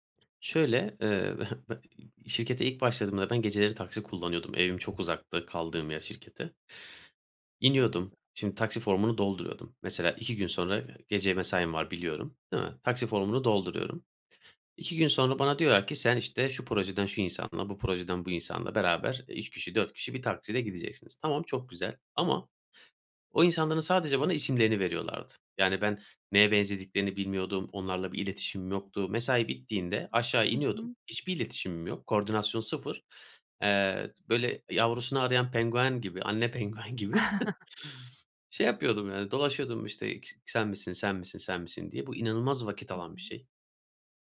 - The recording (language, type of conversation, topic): Turkish, podcast, İlk fikrinle son ürün arasında neler değişir?
- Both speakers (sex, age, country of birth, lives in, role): female, 25-29, Turkey, Germany, host; male, 30-34, Turkey, Bulgaria, guest
- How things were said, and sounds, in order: other background noise; unintelligible speech; chuckle